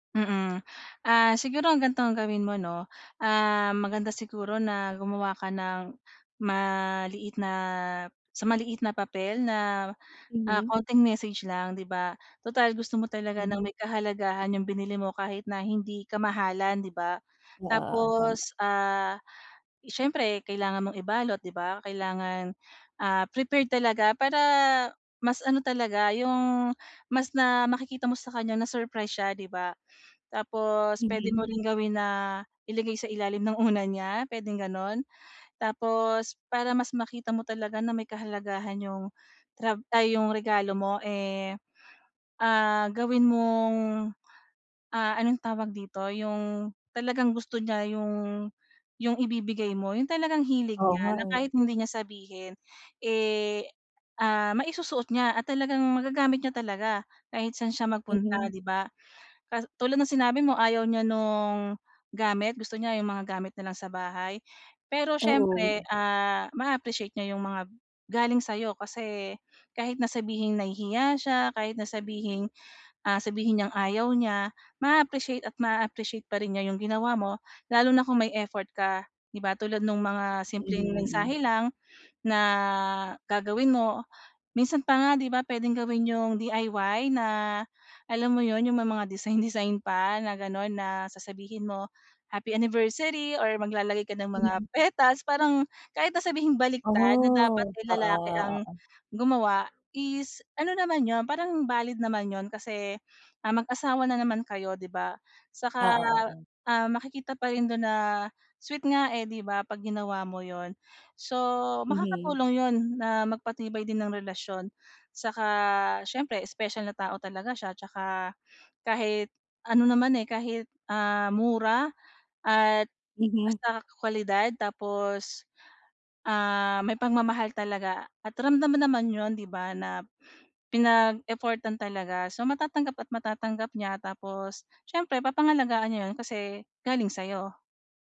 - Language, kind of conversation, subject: Filipino, advice, Paano ako pipili ng makabuluhang regalo para sa isang espesyal na tao?
- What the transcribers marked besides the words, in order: none